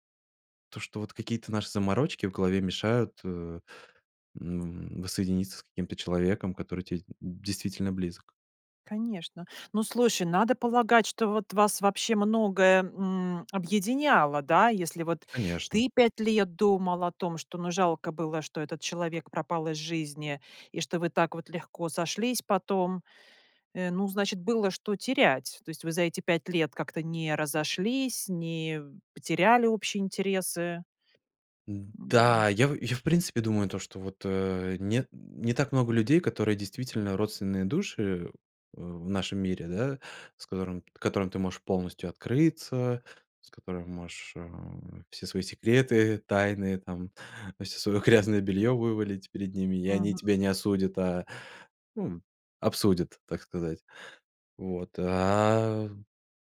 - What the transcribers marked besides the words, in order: tapping; other noise; laughing while speaking: "грязное"
- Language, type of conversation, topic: Russian, podcast, Как вернуть утраченную связь с друзьями или семьёй?
- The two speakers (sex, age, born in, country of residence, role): female, 40-44, Russia, Sweden, host; male, 30-34, Russia, Spain, guest